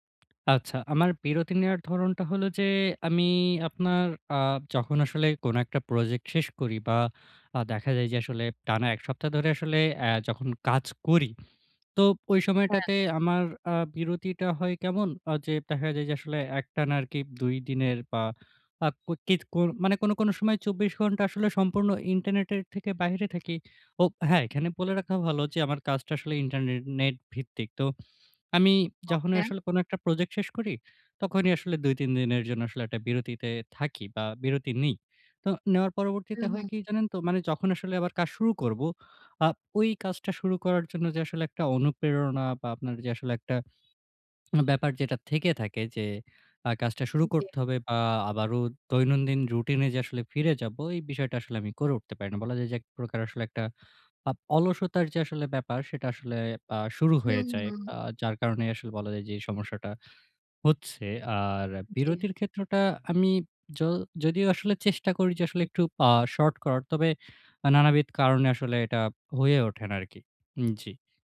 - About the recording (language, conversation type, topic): Bengali, advice, রুটিনের কাজগুলোতে আর মূল্যবোধ খুঁজে না পেলে আমি কী করব?
- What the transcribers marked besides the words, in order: horn